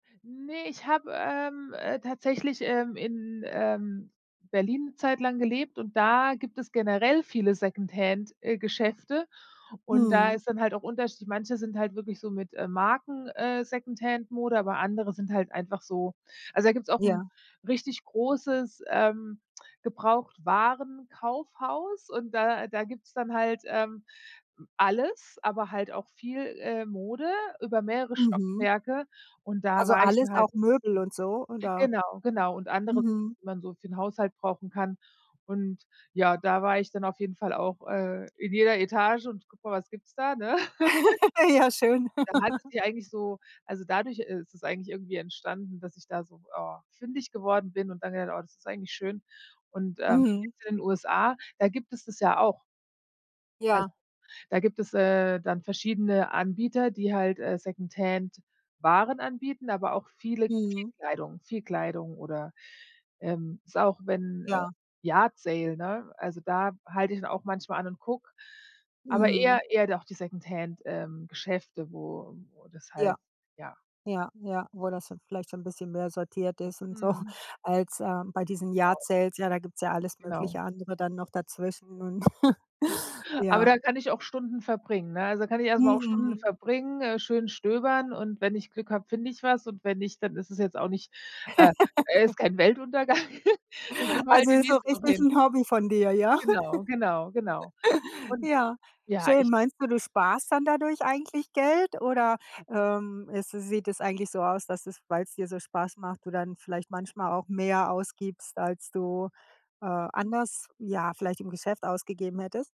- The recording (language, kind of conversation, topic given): German, podcast, Wie stehst du zu Secondhand-Mode?
- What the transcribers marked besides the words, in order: other background noise; laugh; laughing while speaking: "Ja schön"; laugh; in English: "Yard sale"; laughing while speaking: "so"; in English: "Yard sales"; chuckle; laugh; chuckle; giggle